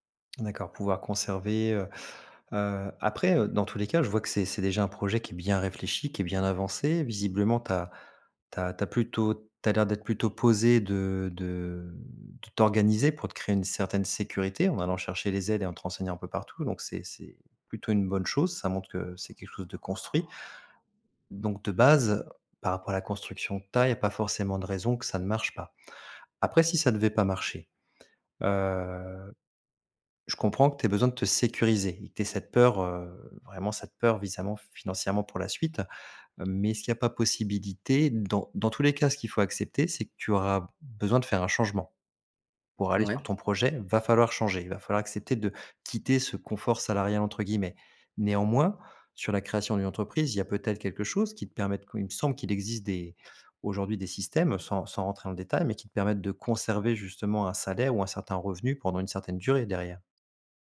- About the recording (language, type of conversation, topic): French, advice, Comment gérer la peur d’un avenir financier instable ?
- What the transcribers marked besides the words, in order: other background noise; drawn out: "Heu"